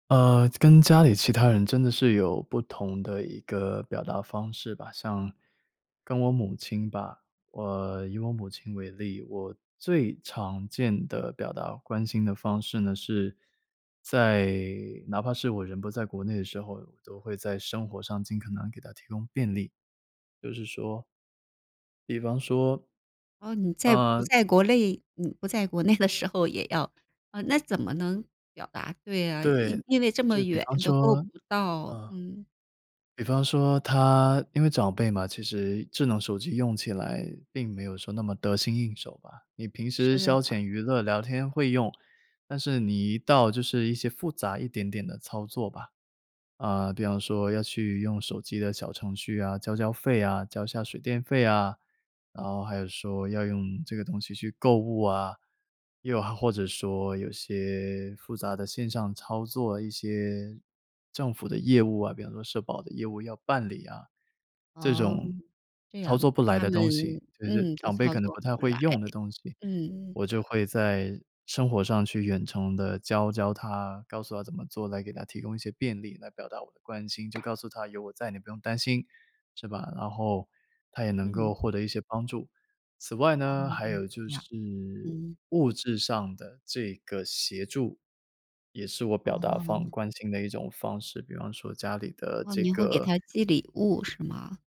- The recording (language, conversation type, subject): Chinese, podcast, 你们家通常会通过哪些小细节来表达对彼此的关心？
- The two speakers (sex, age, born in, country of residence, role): female, 45-49, China, United States, host; male, 30-34, China, United States, guest
- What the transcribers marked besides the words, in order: laughing while speaking: "国内的时候"; tapping; other background noise